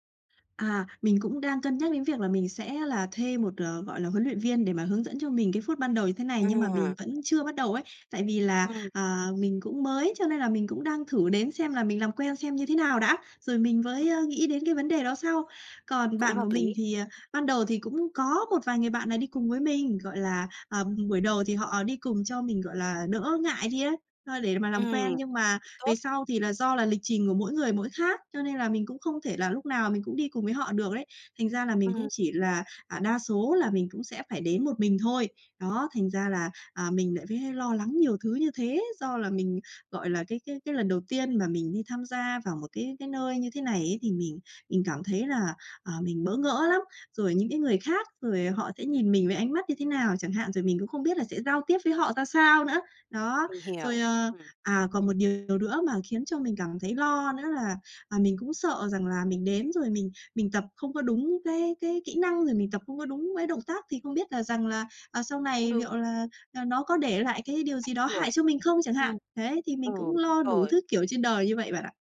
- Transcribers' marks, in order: other background noise; tapping
- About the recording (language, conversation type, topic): Vietnamese, advice, Mình nên làm gì để bớt lo lắng khi mới bắt đầu tập ở phòng gym đông người?